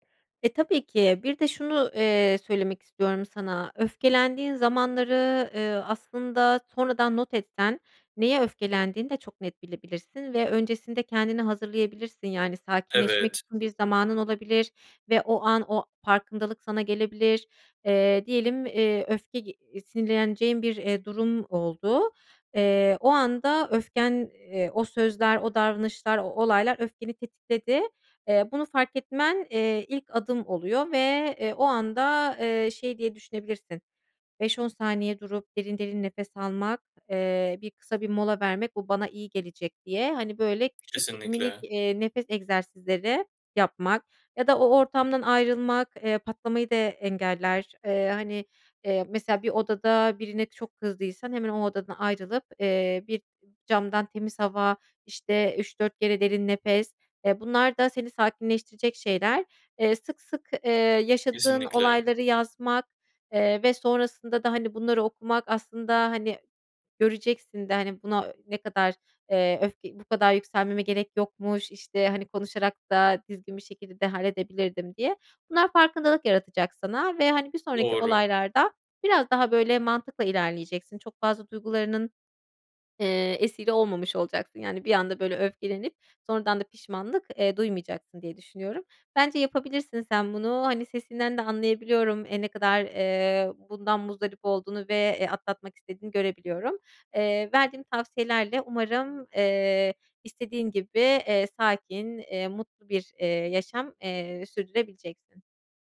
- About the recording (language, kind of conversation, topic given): Turkish, advice, Öfke patlamalarınız ilişkilerinizi nasıl zedeliyor?
- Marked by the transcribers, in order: other background noise